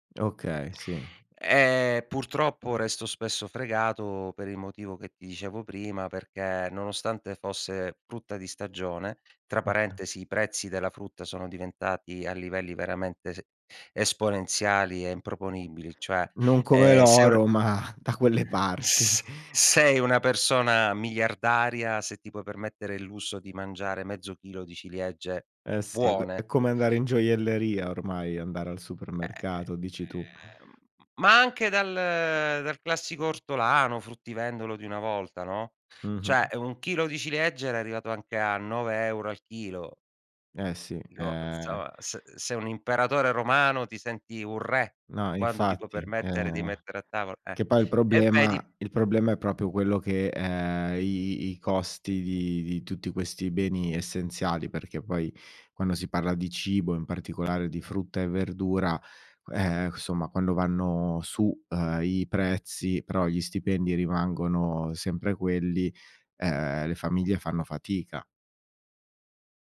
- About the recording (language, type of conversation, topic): Italian, podcast, In che modo i cicli stagionali influenzano ciò che mangiamo?
- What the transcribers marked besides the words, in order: other background noise; tapping; laughing while speaking: "ma"; laughing while speaking: "parti"; "cioè" said as "ceh"; "insomma" said as "nsoma"; "proprio" said as "propio"